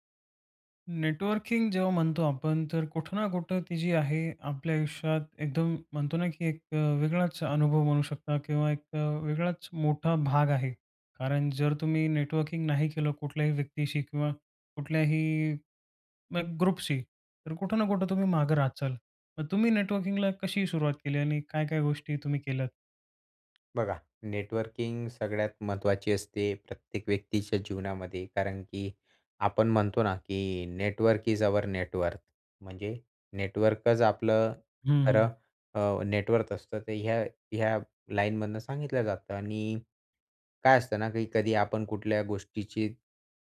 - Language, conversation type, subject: Marathi, podcast, नेटवर्किंगमध्ये सुरुवात कशी करावी?
- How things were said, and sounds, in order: in English: "ग्रुपशी"; tapping; in English: "नेटवर्क इज आवर नेट वर्थ"; in English: "नेट वर्थ"